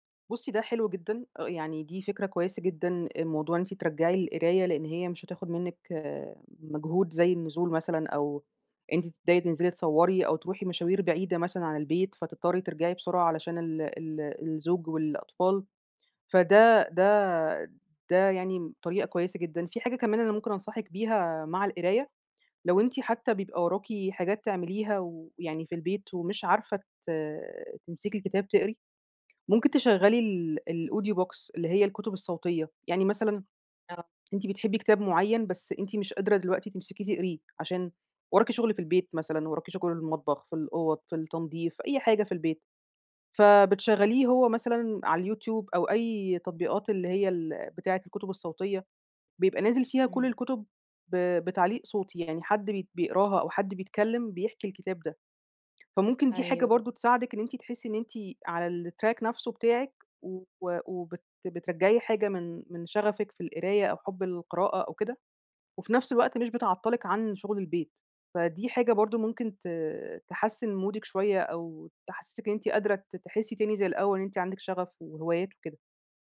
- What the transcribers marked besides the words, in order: in English: "الaudio book"; in English: "الtrack"; in English: "مودِك"
- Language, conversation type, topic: Arabic, advice, ازاي أرجّع طاقتي للهوايات ولحياتي الاجتماعية؟